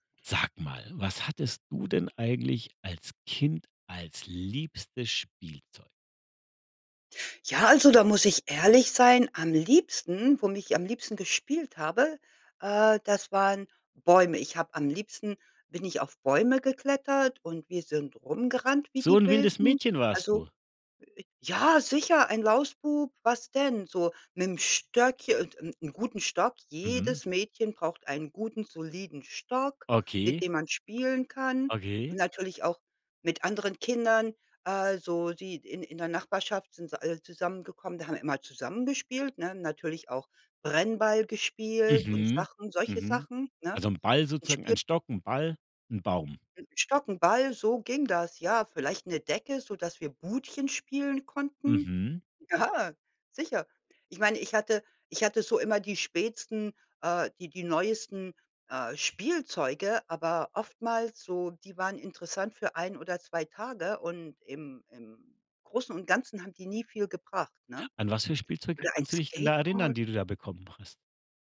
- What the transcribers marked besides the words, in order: none
- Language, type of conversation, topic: German, podcast, Was war dein liebstes Spielzeug in deiner Kindheit?